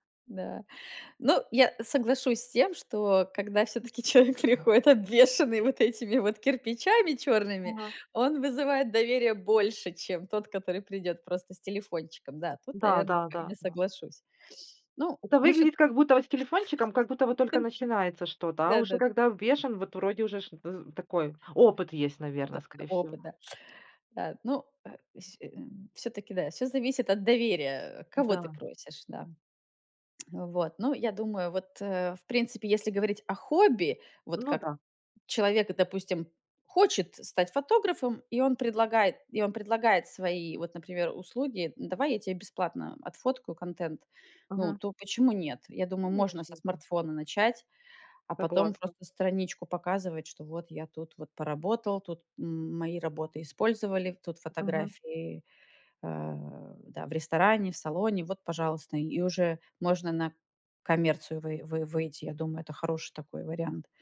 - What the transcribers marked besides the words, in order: laughing while speaking: "всё-таки человек приходит"; other background noise; tapping; sniff; laugh; teeth sucking; lip smack
- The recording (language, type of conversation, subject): Russian, podcast, Какие хобби можно начать без больших вложений?